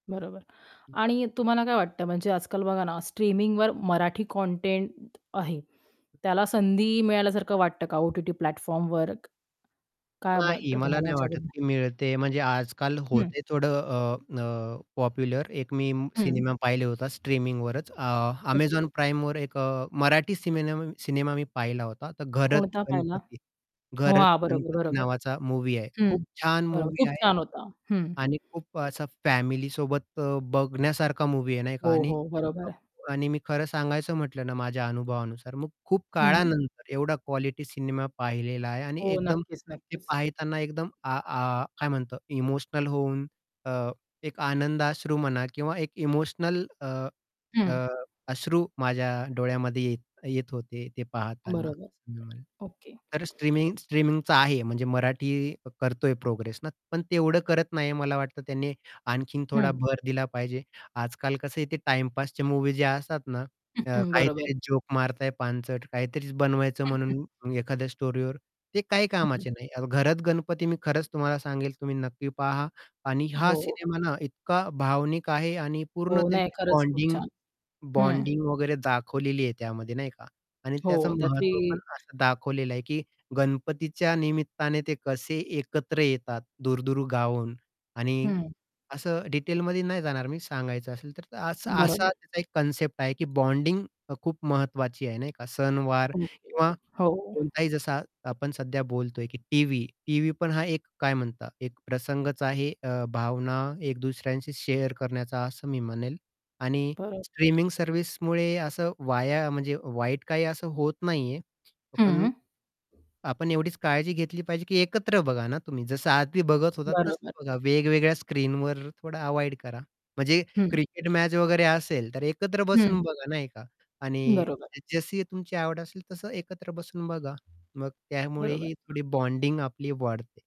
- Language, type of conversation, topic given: Marathi, podcast, स्ट्रीमिंग सेवांमुळे टीव्ही पाहण्याची पद्धत कशी बदलली आहे असे तुम्हाला वाटते का?
- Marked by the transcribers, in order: distorted speech; tapping; other background noise; in English: "प्लॅटफॉर्मवर"; static; unintelligible speech; chuckle; in English: "स्टोरीवर"; chuckle; in English: "बॉन्डिंग बॉन्डिंग"; in English: "बॉन्डिंग"; in English: "शेअर"; in English: "बॉन्डिंग"